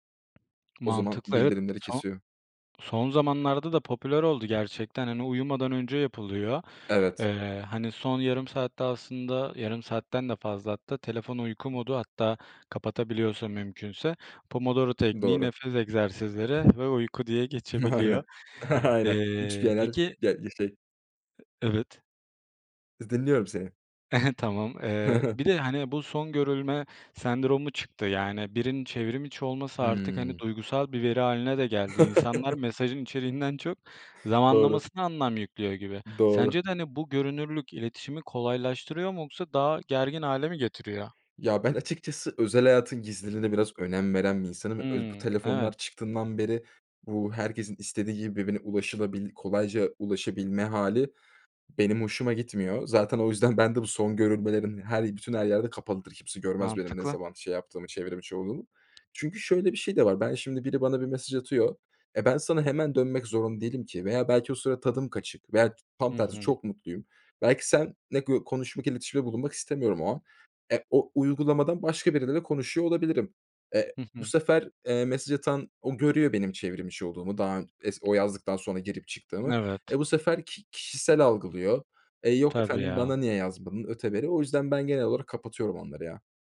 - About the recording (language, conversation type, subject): Turkish, podcast, Telefon ve sosyal medya odaklanmanı nasıl etkiliyor?
- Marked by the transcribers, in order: other background noise; laughing while speaking: "Aynen. Aynen"; unintelligible speech; chuckle; laughing while speaking: "yüzden"; "Evet" said as "nevet"